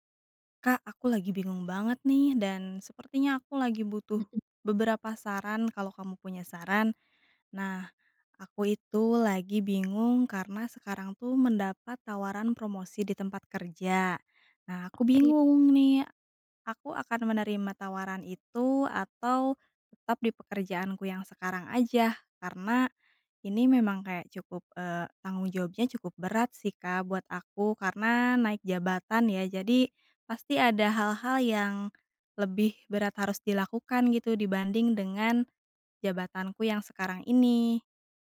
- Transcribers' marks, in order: tapping
- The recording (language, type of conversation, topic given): Indonesian, advice, Haruskah saya menerima promosi dengan tanggung jawab besar atau tetap di posisi yang nyaman?